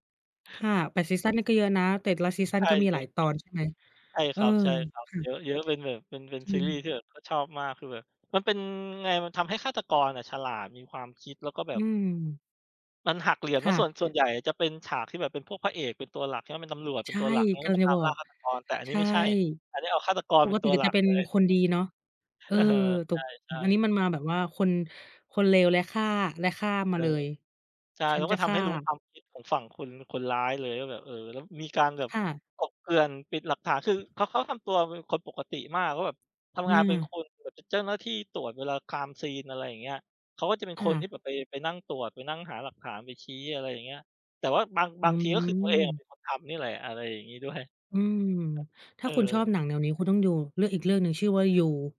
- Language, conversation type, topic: Thai, unstructured, คุณชอบดูหนังแนวไหน และทำไมถึงชอบแนวนั้น?
- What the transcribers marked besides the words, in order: other background noise; laughing while speaking: "เออ"; "แบบ" said as "หวับ"; in English: "Crime scene"; laughing while speaking: "ด้วย"